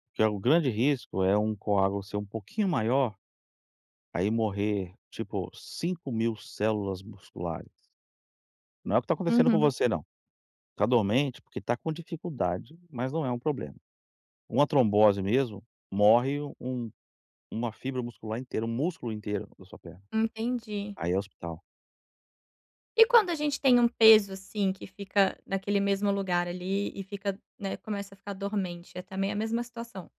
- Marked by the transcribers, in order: none
- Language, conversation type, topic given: Portuguese, advice, Como posso incorporar mais movimento na minha rotina diária?
- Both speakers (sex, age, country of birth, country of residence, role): female, 30-34, Brazil, Portugal, user; male, 45-49, Brazil, United States, advisor